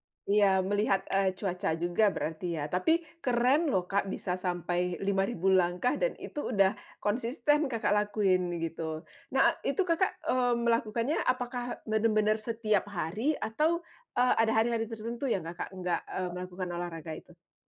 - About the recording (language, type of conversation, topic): Indonesian, podcast, Bagaimana cara kamu mulai membangun kebiasaan baru?
- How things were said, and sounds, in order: tapping; other noise